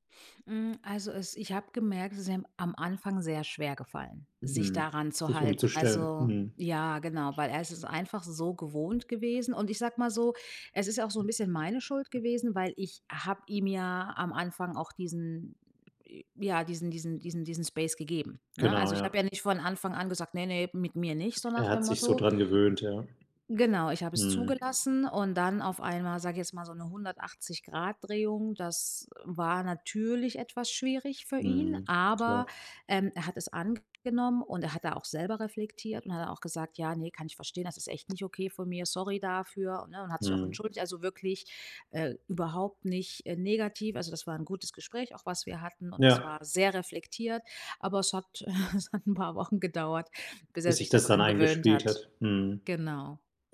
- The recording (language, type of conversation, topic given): German, podcast, Wie gehst du mit Nachrichten außerhalb der Arbeitszeit um?
- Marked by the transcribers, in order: other background noise; in English: "Space"; chuckle; laughing while speaking: "es hat 'n"